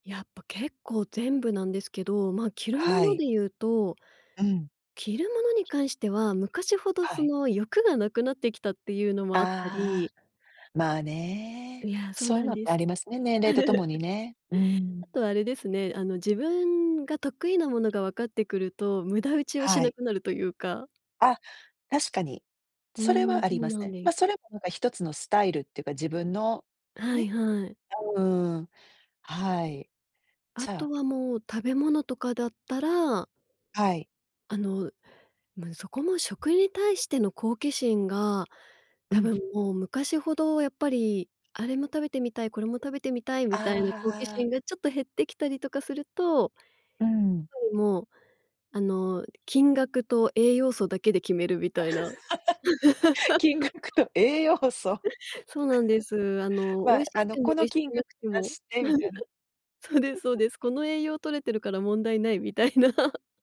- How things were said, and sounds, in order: other background noise; chuckle; laugh; laughing while speaking: "金額と栄養素"; laugh; chuckle; chuckle; laughing while speaking: "みたいな"
- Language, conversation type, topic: Japanese, podcast, 最近、自分のスタイルを変えようと思ったきっかけは何ですか？